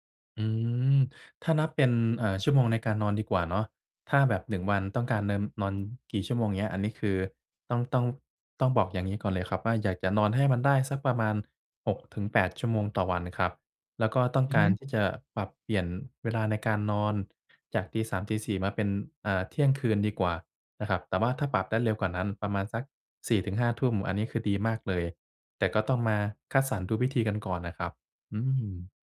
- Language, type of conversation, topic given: Thai, advice, ฉันจะทำอย่างไรให้ตารางการนอนประจำวันของฉันสม่ำเสมอ?
- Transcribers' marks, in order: none